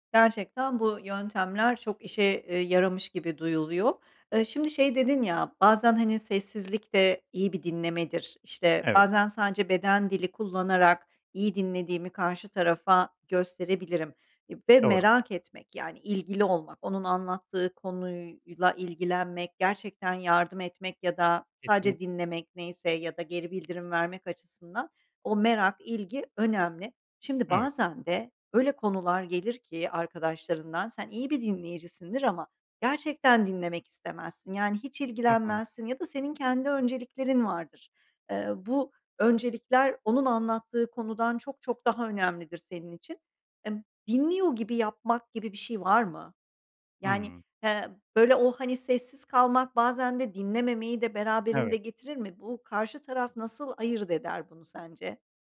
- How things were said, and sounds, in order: other background noise
- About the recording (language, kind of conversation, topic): Turkish, podcast, İyi bir dinleyici olmak için neler yaparsın?